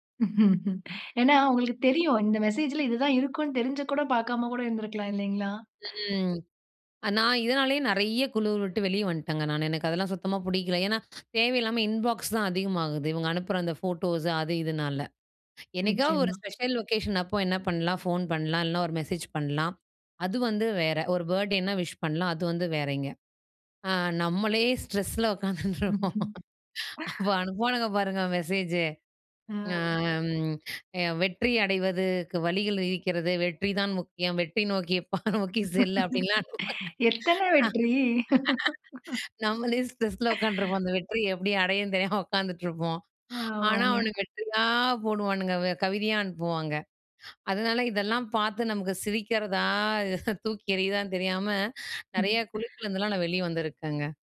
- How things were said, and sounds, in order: laugh; tapping; drawn out: "ம்"; wind; teeth sucking; in English: "இன்பாக்ஸ்"; in English: "விஷ்"; in English: "ஸ்ட்ரெஸ்ஸில"; laughing while speaking: "உக்காந்துட்டு இருப்போம். அப்ப அனுப்புவானுங்க பாருங்க மெசேஜ்"; laughing while speaking: "பா நோக்கி செல் அப்டின்லாம் அனுப்ப"; laughing while speaking: "எத்தனை வெற்றி?"; laughing while speaking: "நம்மளே ஸ்ட்ரெஸில உட்காந்துருப்போம் அந்த வெற்றியை எப்படி அடையனு தெரியாம உட்காந்துட்டு இருப்போம்"; breath
- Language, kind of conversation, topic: Tamil, podcast, மொபைலில் வரும் செய்திகளுக்கு பதில் அளிக்க வேண்டிய நேரத்தை நீங்கள் எப்படித் தீர்மானிக்கிறீர்கள்?
- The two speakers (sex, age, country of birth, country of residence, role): female, 30-34, India, India, host; female, 35-39, India, India, guest